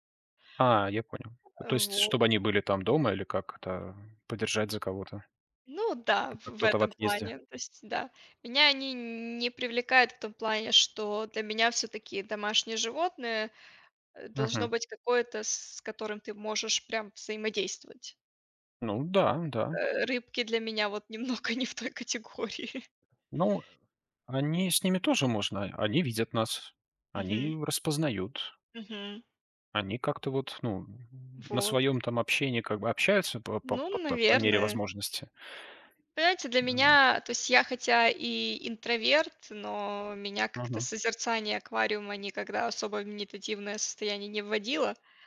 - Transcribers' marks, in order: tapping; laughing while speaking: "немного не в той категории"
- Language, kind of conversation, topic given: Russian, unstructured, Какие животные тебе кажутся самыми умными и почему?